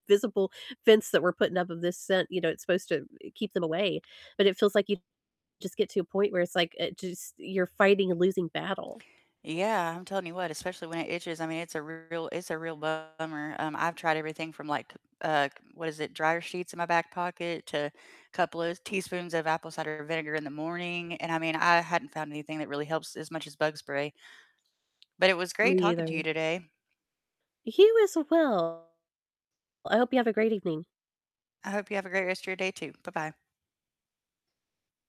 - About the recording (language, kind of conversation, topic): English, unstructured, What will you add or drop next year to make space for what you really want?
- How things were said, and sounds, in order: tapping; distorted speech; other background noise